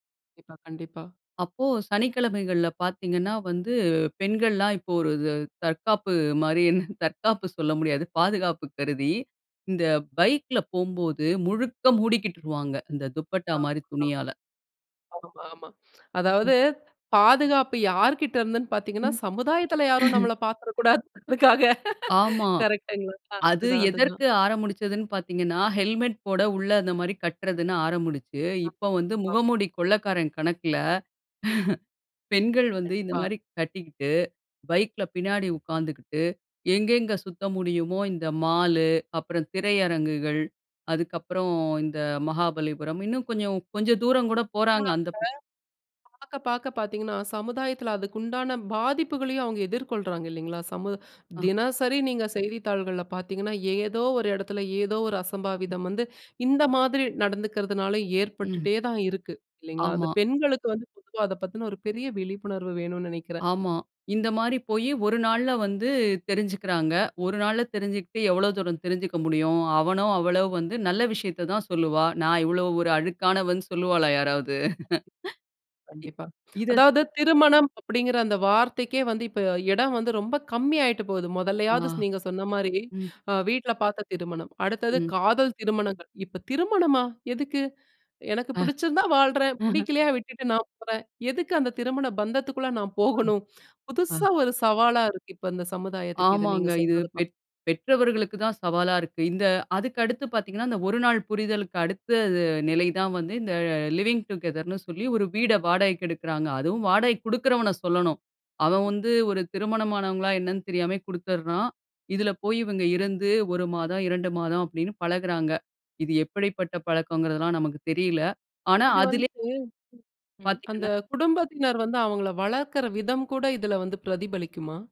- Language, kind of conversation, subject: Tamil, podcast, திருமணத்தைப் பற்றி குடும்பத்தின் எதிர்பார்ப்புகள் என்னென்ன?
- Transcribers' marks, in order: laughing while speaking: "மாரின்னு"; "மூடிக்கிடுருவாங்க" said as "மூடிக்கிட்டுருவாங்க"; unintelligible speech; chuckle; "ஆரம்பிச்சதுன்னு" said as "ஆரமுடிச்சுதுன்னு"; laughing while speaking: "பாத்துறக்கூடாதுன்றதுக்காக"; "ஆரம்பிச்சு" said as "ஆரமுடிச்சு"; chuckle; unintelligible speech; other background noise; laughing while speaking: "யாராவது?"; laughing while speaking: "போகணும்?"; other noise; in English: "லிவிங் டுகெதர்ன்னு"